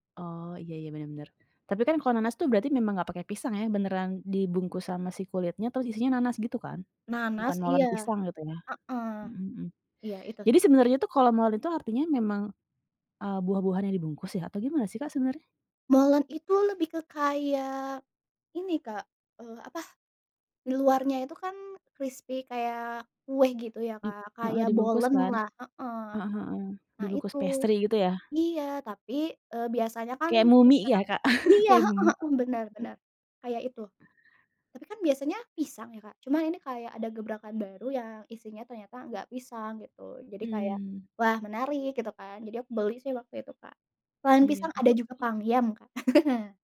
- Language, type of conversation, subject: Indonesian, podcast, Bagaimana pengalamanmu saat pertama kali mencoba makanan jalanan setempat?
- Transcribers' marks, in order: in English: "pastry"; chuckle; other background noise; chuckle